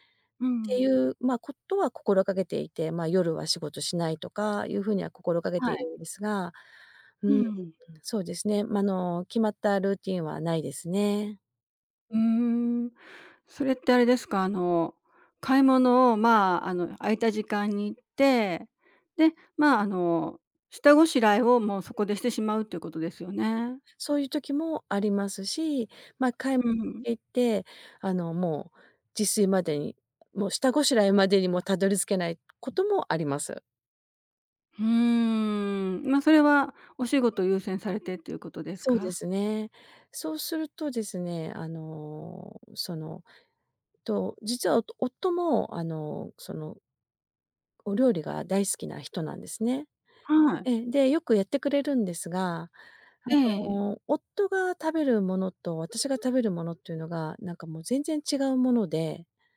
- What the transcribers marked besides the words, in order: tapping; other background noise
- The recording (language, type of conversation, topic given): Japanese, advice, 仕事が忙しくて自炊する時間がないのですが、どうすればいいですか？